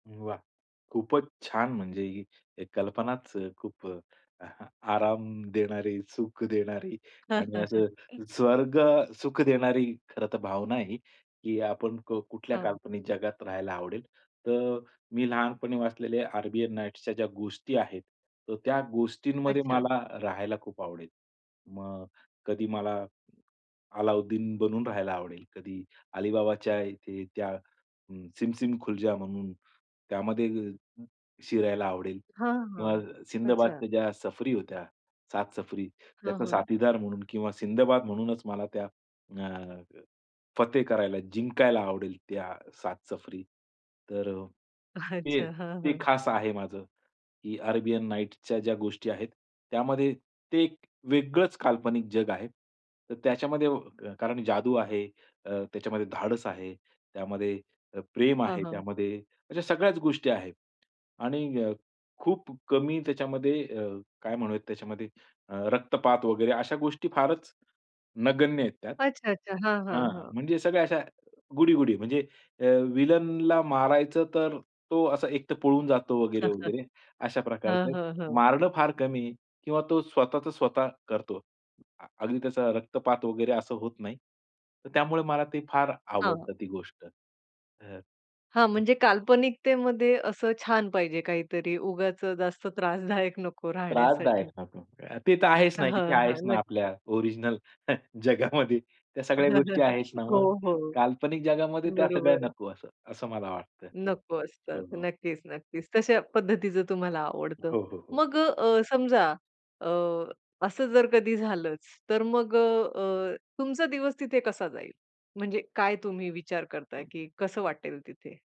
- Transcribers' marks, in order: chuckle; laughing while speaking: "आराम देणारी, सुख देणारी आणि असं स्वर्गसुख देणारी"; chuckle; other background noise; laughing while speaking: "अच्छा"; tapping; chuckle; horn; laughing while speaking: "जास्त त्रासदायक"; chuckle; laughing while speaking: "जगामध्ये"; laugh
- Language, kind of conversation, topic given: Marathi, podcast, तुला कोणत्या काल्पनिक जगात राहावंसं वाटेल?